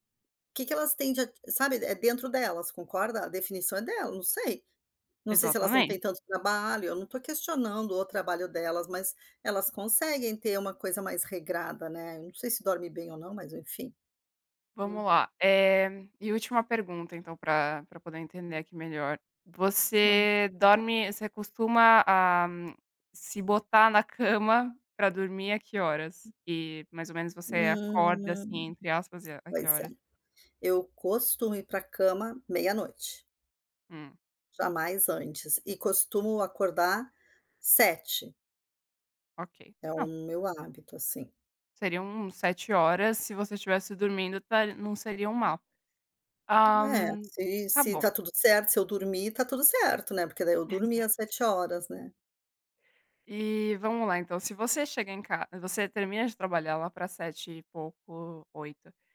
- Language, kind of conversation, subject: Portuguese, advice, Como posso evitar perder noites de sono por trabalhar até tarde?
- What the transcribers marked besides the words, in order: other background noise; drawn out: "Hum"; tapping